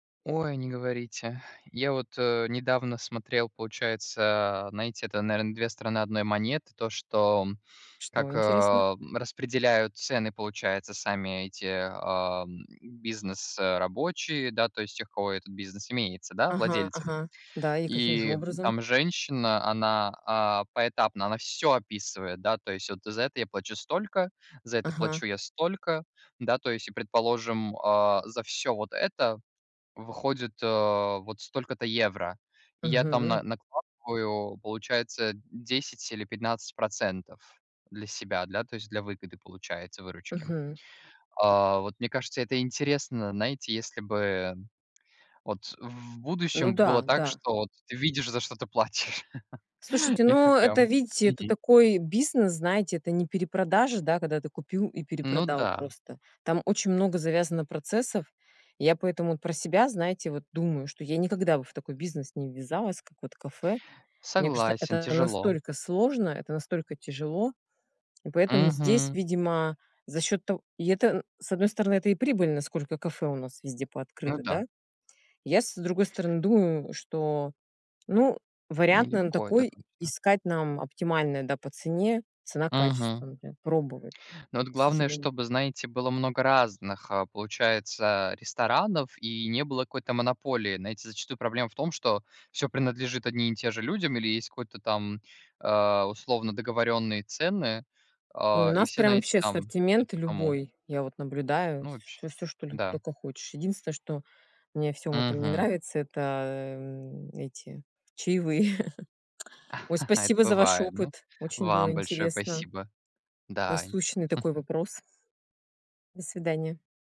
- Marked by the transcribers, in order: stressed: "всё"; laughing while speaking: "за что ты платишь"; laugh; tapping; laughing while speaking: "не нравится"; chuckle; chuckle
- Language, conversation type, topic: Russian, unstructured, Зачем некоторые кафе завышают цены на простые блюда?